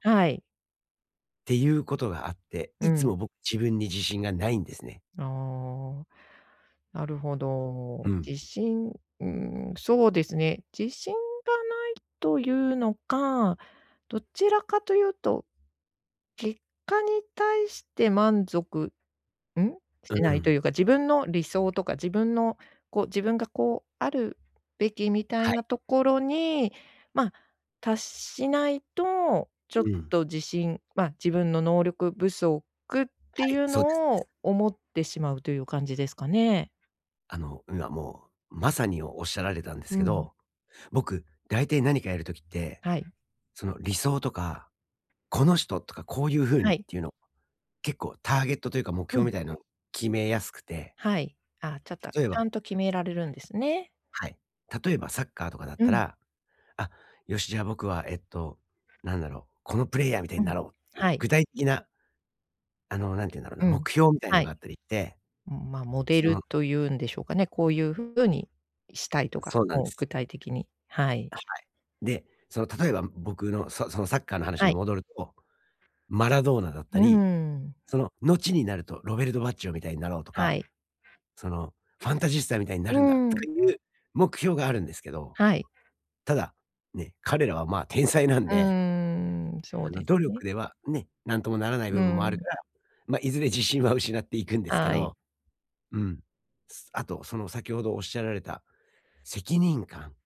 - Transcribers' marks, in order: other background noise; tapping; other noise; "ロベルト・バッジョ" said as "ロベルトバッチオ"; in Italian: "ファンタジスタ"
- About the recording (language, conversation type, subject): Japanese, advice, 自分の能力に自信が持てない